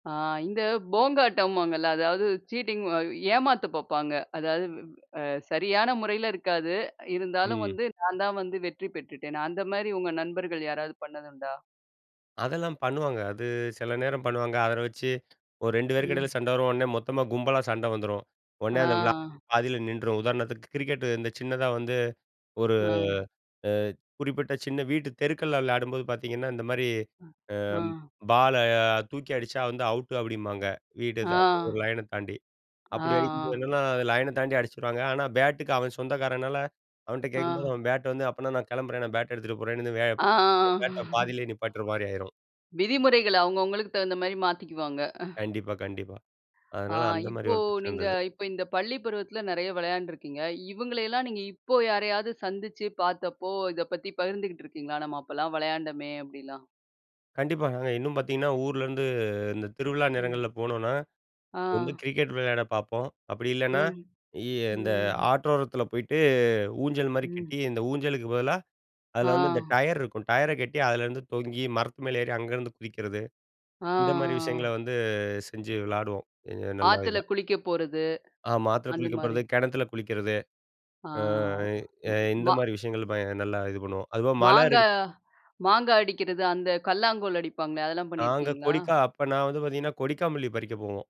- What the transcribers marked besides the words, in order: in English: "சீட்டிங்"; "அத" said as "அதர"; unintelligible speech; in English: "லயன்"; unintelligible speech; chuckle; unintelligible speech; anticipating: "அதெல்லாம் பண்ணியிருக்கீங்களா?"
- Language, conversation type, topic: Tamil, podcast, சிறுவயதில் உங்களுக்குப் பிடித்த விளையாட்டு என்ன, அதைப் பற்றி சொல்ல முடியுமா?